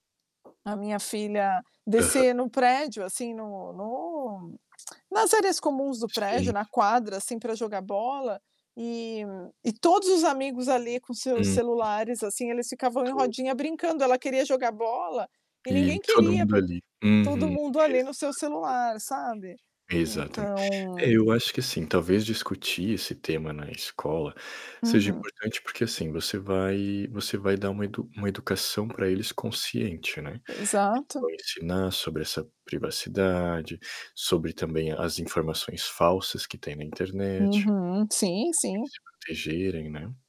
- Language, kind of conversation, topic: Portuguese, unstructured, O uso de redes sociais deve ser discutido nas escolas ou considerado um assunto privado?
- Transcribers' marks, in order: tapping; tongue click; distorted speech; other background noise